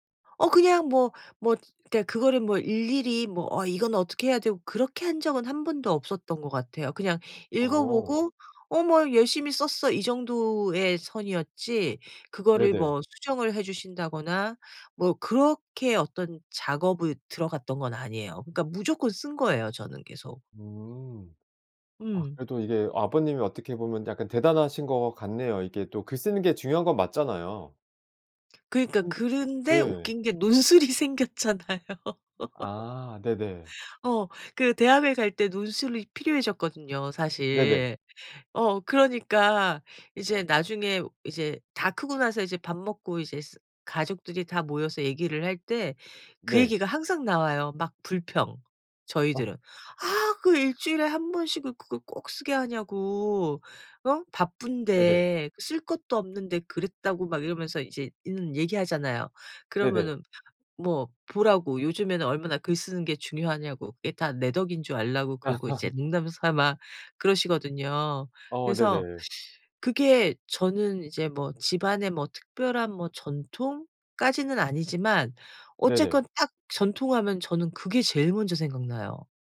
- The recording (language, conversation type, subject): Korean, podcast, 집안에서 대대로 이어져 내려오는 전통에는 어떤 것들이 있나요?
- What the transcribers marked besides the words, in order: other background noise; unintelligible speech; laughing while speaking: "논술이 생겼잖아요"; laugh; laugh